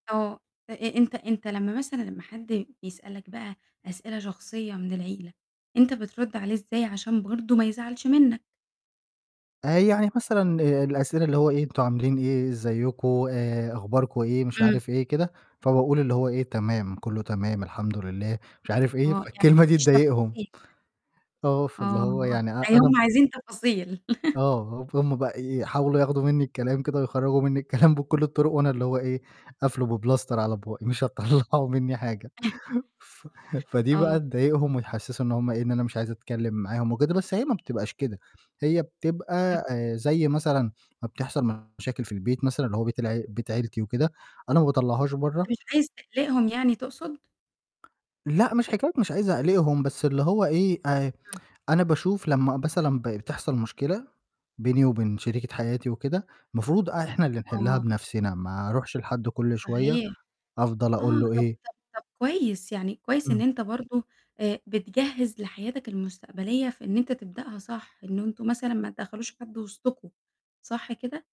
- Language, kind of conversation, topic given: Arabic, podcast, إزاي بتحافظ على خصوصيتك وسط العيلة؟
- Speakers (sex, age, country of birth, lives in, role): female, 20-24, Egypt, Egypt, host; male, 25-29, Egypt, Egypt, guest
- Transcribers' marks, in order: distorted speech; tapping; laugh; laughing while speaking: "الكلام"; in English: "بPlaster"; laughing while speaking: "مش هتطلّعوا مني حاجة"; unintelligible speech; chuckle; other background noise; tsk